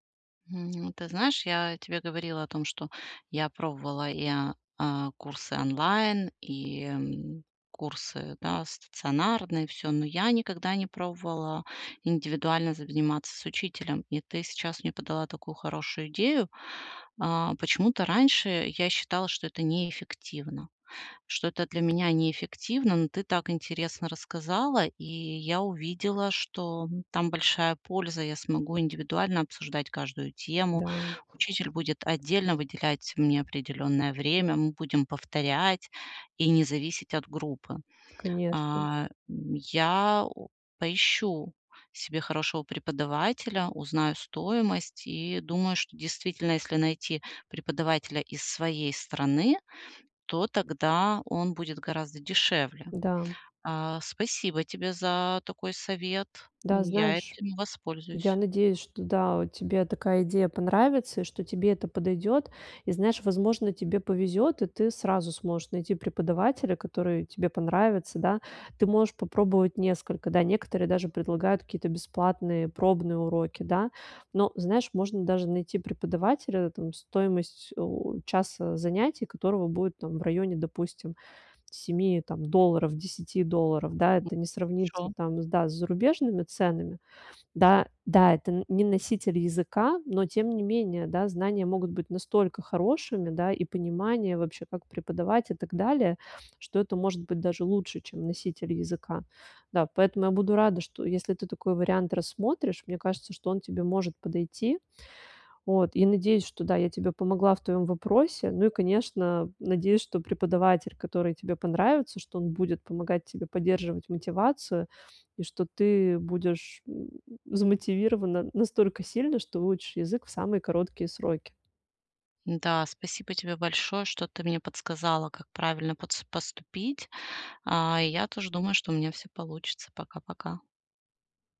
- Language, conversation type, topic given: Russian, advice, Как поддерживать мотивацию в условиях неопределённости, когда планы часто меняются и будущее неизвестно?
- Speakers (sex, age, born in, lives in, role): female, 40-44, Russia, Italy, advisor; female, 40-44, Ukraine, France, user
- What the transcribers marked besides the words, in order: tsk; other background noise; tapping